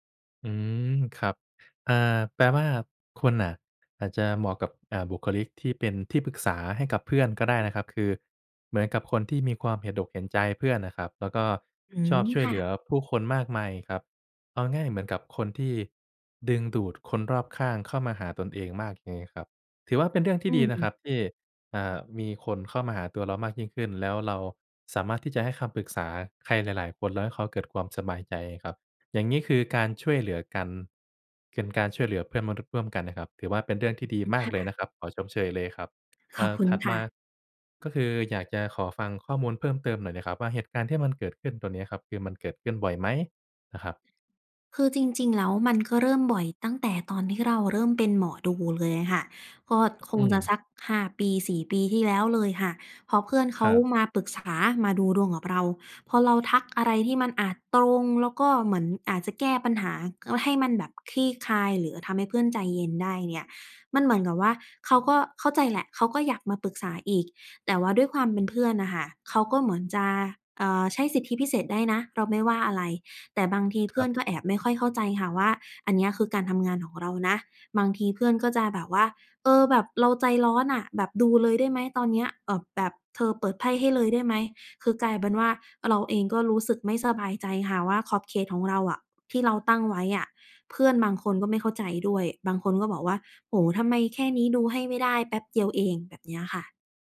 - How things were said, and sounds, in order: "เป็น" said as "เก็น"
- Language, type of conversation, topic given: Thai, advice, ควรตั้งขอบเขตกับเพื่อนที่ขอความช่วยเหลือมากเกินไปอย่างไร?